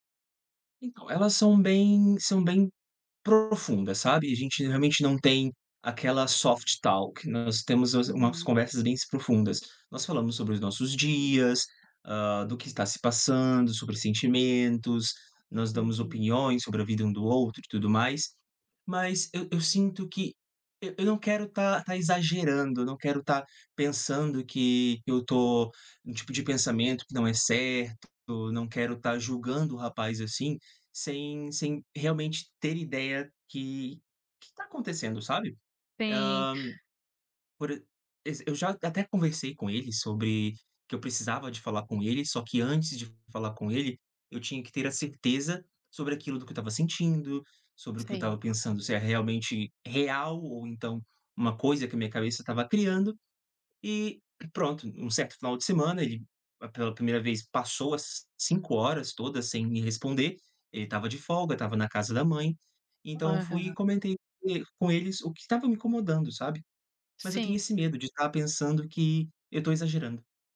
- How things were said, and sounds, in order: in English: "Soft Talk"
- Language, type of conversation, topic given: Portuguese, advice, Como você lida com a falta de proximidade em um relacionamento à distância?